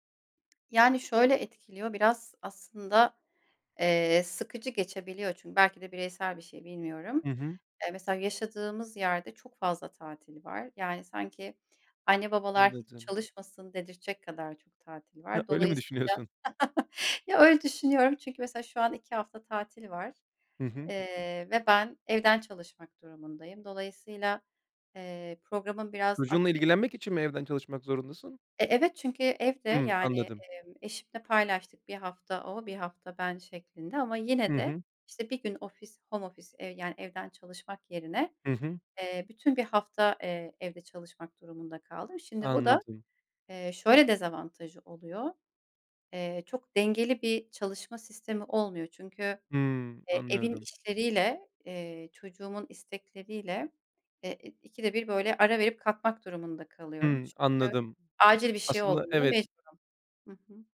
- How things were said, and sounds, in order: other background noise; chuckle; in English: "home office"
- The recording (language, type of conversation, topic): Turkish, podcast, İş ve özel hayat dengesini nasıl kuruyorsun?